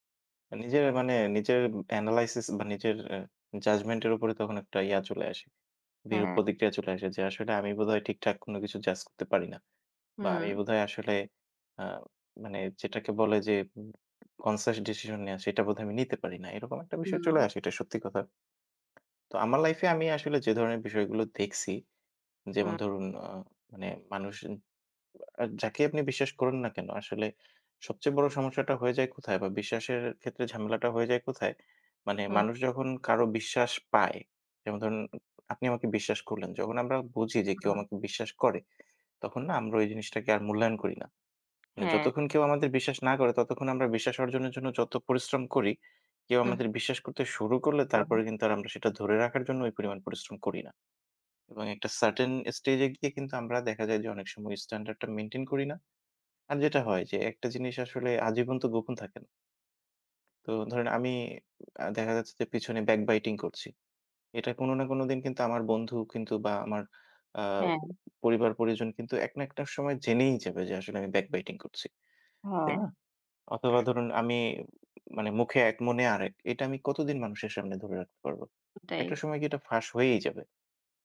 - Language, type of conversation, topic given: Bengali, unstructured, সম্পর্কে বিশ্বাস কেন এত গুরুত্বপূর্ণ বলে তুমি মনে করো?
- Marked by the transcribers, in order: in English: "এনালাইসিস"; in English: "কনসিয়াস"; tapping